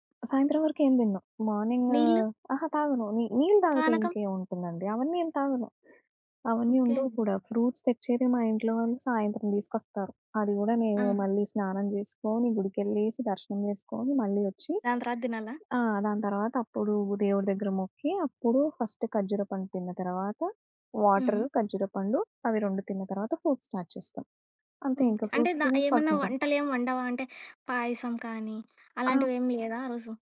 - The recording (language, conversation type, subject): Telugu, podcast, ఏ పండుగ వంటకాలు మీకు ప్రత్యేకంగా ఉంటాయి?
- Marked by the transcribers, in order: in English: "మార్నింగ్"; in English: "ఫ్రూట్స్"; in English: "ఫస్ట్"; in English: "వాటర్"; tapping; in English: "ఫ్రూట్స్ స్టార్ట్"; in English: "ఫ్రూట్స్"; other background noise